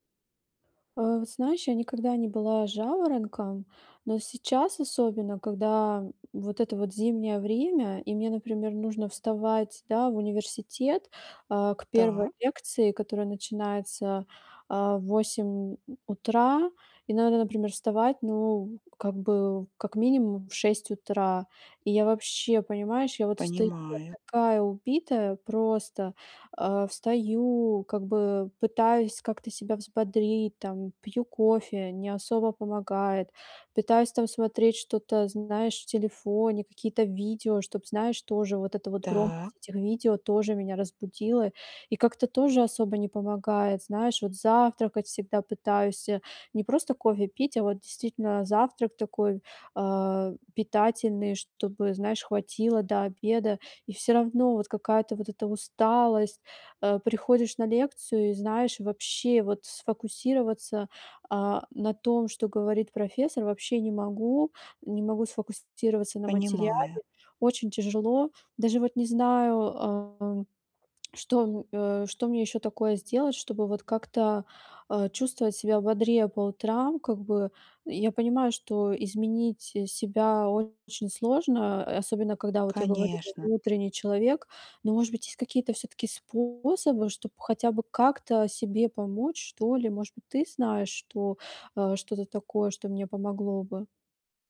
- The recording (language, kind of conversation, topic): Russian, advice, Как уменьшить утреннюю усталость и чувствовать себя бодрее по утрам?
- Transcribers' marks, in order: other background noise